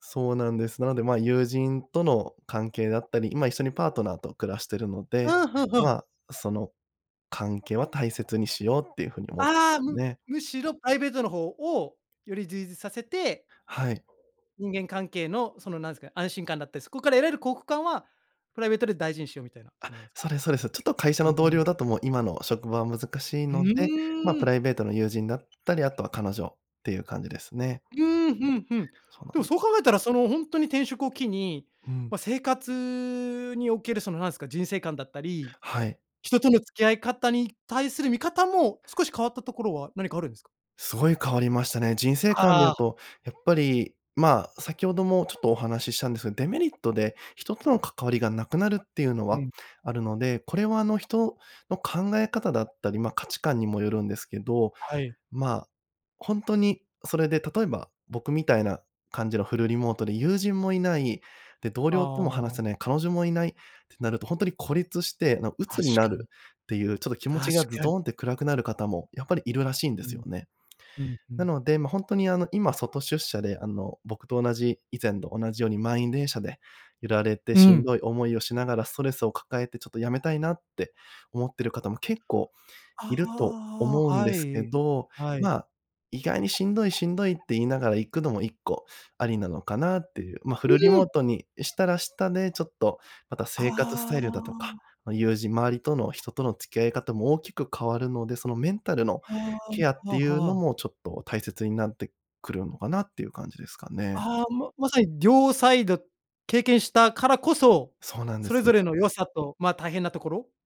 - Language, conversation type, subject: Japanese, podcast, 転職を考えるとき、何が決め手になりますか？
- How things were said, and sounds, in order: other background noise